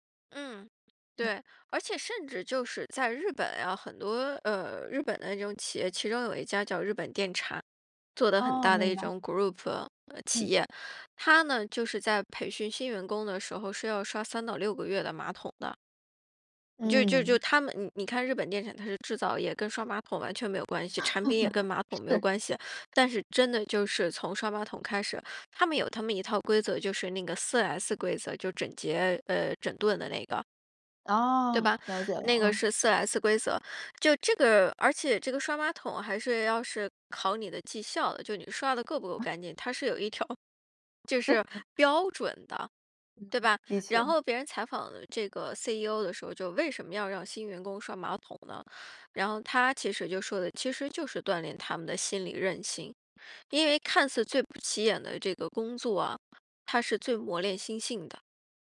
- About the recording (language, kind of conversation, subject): Chinese, podcast, 工作对你来说代表了什么？
- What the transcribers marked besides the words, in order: in English: "group"; laugh; other noise; unintelligible speech; other background noise